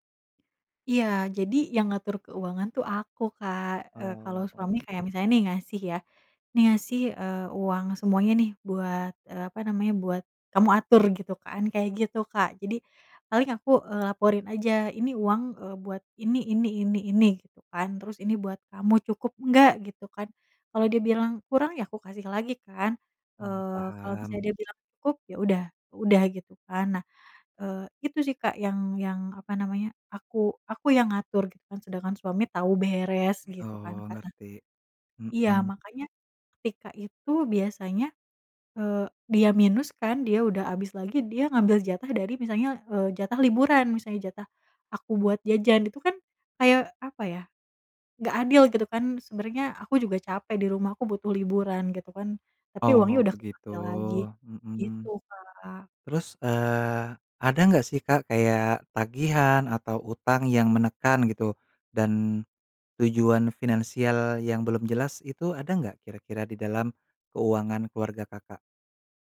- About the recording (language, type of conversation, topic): Indonesian, advice, Mengapa saya sering bertengkar dengan pasangan tentang keuangan keluarga, dan bagaimana cara mengatasinya?
- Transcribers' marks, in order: tapping